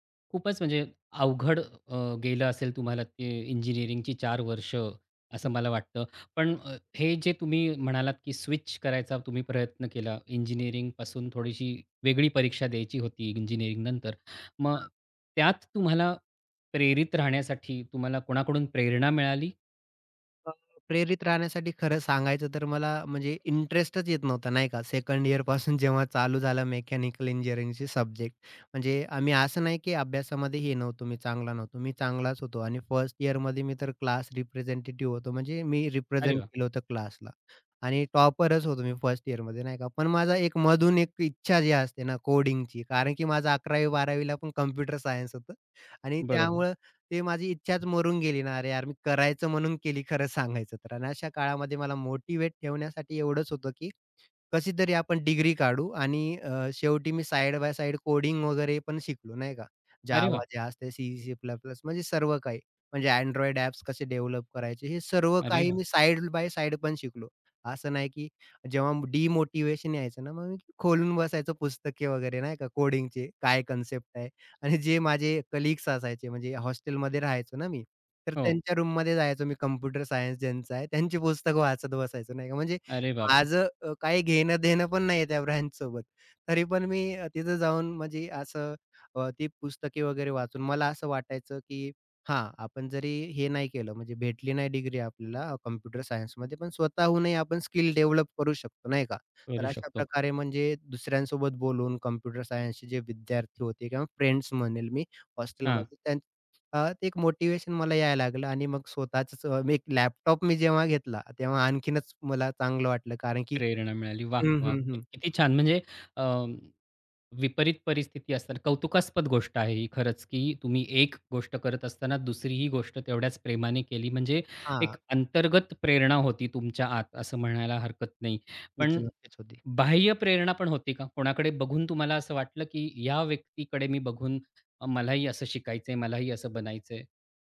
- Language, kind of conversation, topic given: Marathi, podcast, प्रेरणा टिकवण्यासाठी काय करायचं?
- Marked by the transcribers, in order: other background noise; unintelligible speech; laughing while speaking: "इअरपासून"; tapping; in English: "रिप्रेझेंटेटिव्ह"; in English: "रिप्रेझेंट"; joyful: "माझं अकरावी बारावीला पण कॉम्प्युटर सायन्स होतं"; laughing while speaking: "खरं सांगायचं तर"; in English: "साइड बाय साइड"; in English: "डेव्हलप"; in English: "साइड बाय साइड"; laughing while speaking: "आणि जे"; in English: "कलीग्स"; in English: "रूममध्ये"; laughing while speaking: "त्यांची"; laughing while speaking: "ब्रांचसोबत"; in English: "डेव्हलप"